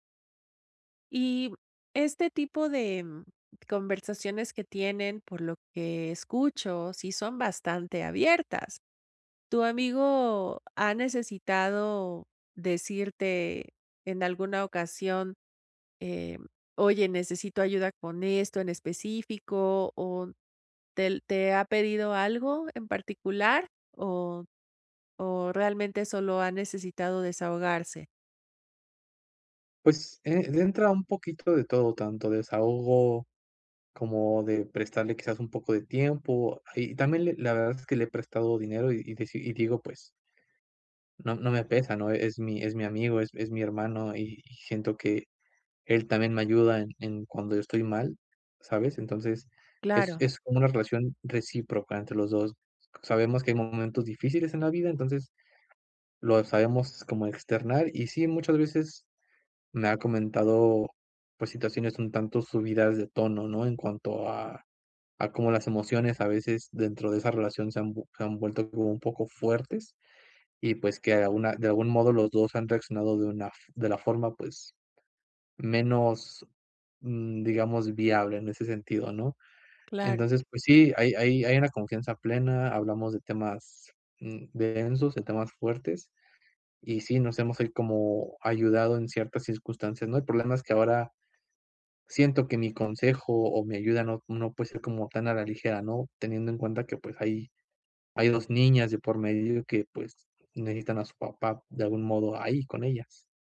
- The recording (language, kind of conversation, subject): Spanish, advice, ¿Cómo puedo apoyar a alguien que está atravesando cambios importantes en su vida?
- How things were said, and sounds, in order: other background noise